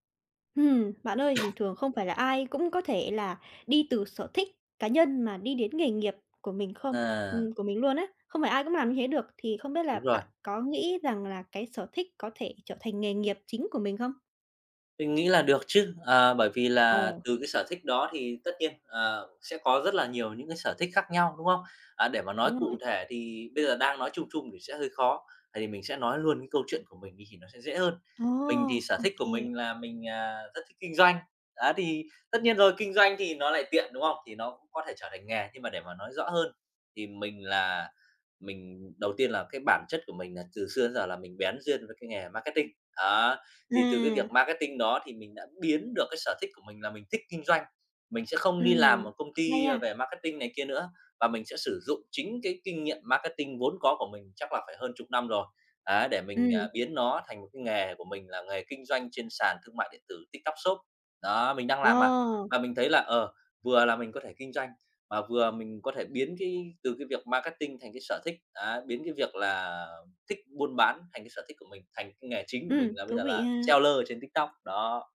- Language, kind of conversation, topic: Vietnamese, podcast, Bạn nghĩ sở thích có thể trở thành nghề không?
- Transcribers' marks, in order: tapping; other background noise; "rồi" said as "òi"; in English: "seller"